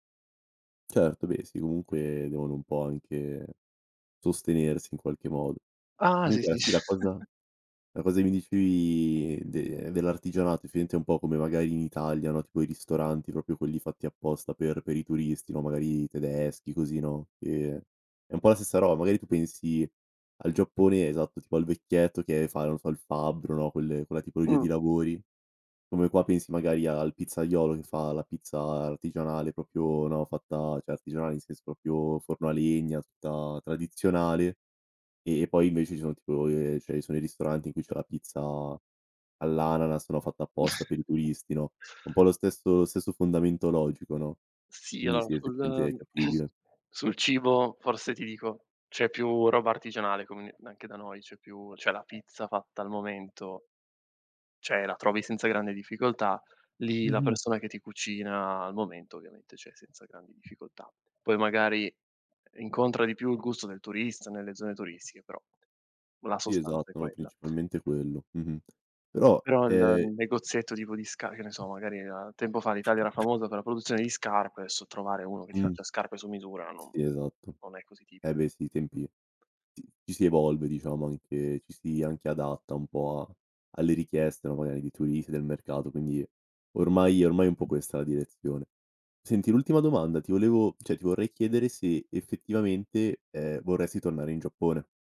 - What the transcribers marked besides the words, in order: laughing while speaking: "sì"; laugh; other background noise; "effettivamente" said as "effiamente"; "proprio" said as "propio"; chuckle; throat clearing; "cioè" said as "ceh"; tapping; cough; "cioè" said as "ceh"
- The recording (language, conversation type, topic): Italian, podcast, Quale città o paese ti ha fatto pensare «tornerò qui» e perché?